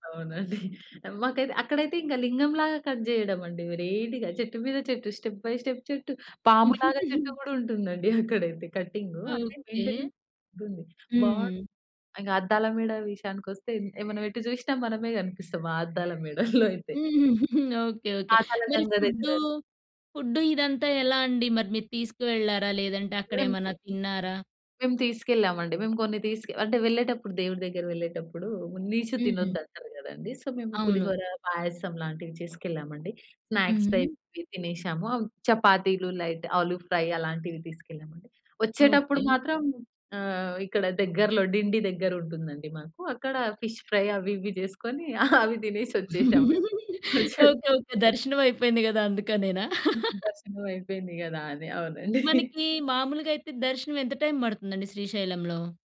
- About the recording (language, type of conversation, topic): Telugu, podcast, ఒక పుణ్యస్థలానికి వెళ్లినప్పుడు మీలో ఏ మార్పు వచ్చింది?
- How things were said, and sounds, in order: chuckle; in English: "కట్"; in English: "వెరైటిగా"; in English: "స్టెప్ బై స్టెప్"; chuckle; giggle; in English: "మెయింటెనెన్స్"; horn; chuckle; giggle; in English: "సో"; in English: "స్నాక్స్ టైప్"; in English: "లైట్"; in English: "ఫ్రై"; in English: "ఫిష్ ఫ్రై"; laughing while speaking: "అవి తినేసి వచ్చేసామండి"; laughing while speaking: "ఓకే. ఓకే. దర్శనం అయిపోయింది కదా! అందుకనేనా"; chuckle; in English: "టైమ్"